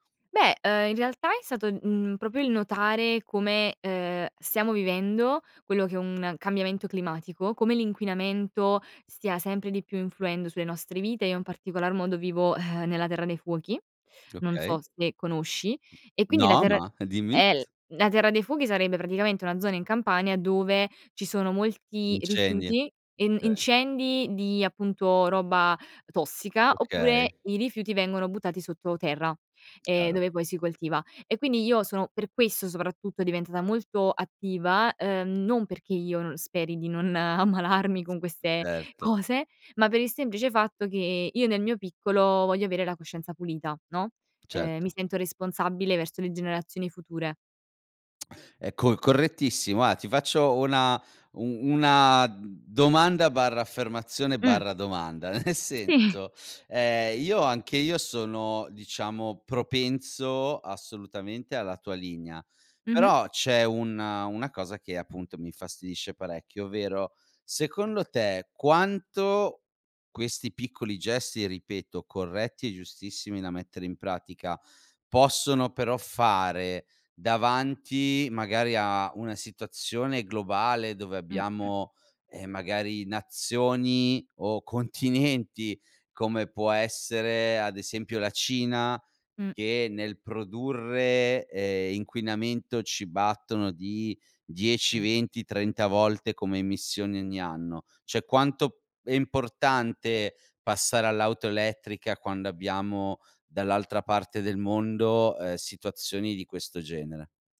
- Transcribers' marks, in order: "proprio" said as "propio"; laughing while speaking: "dimmi"; "okay" said as "kay"; laughing while speaking: "ammalarmi"; laughing while speaking: "cose"; lip smack; "guarda" said as "guara"; laughing while speaking: "nel"; "cioè" said as "ceh"
- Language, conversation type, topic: Italian, podcast, Quali piccoli gesti fai davvero per ridurre i rifiuti?